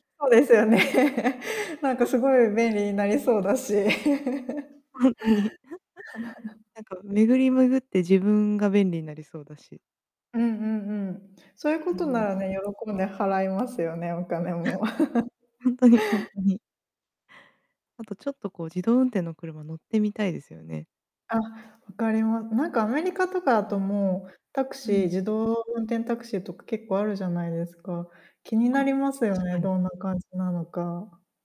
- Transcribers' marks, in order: laughing while speaking: "そうですよね"; laugh; chuckle; distorted speech; laugh; chuckle; laugh; laugh
- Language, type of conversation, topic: Japanese, unstructured, 未来の車にどんな期待をしていますか？
- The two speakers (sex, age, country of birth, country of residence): female, 30-34, Japan, Japan; female, 35-39, Japan, Germany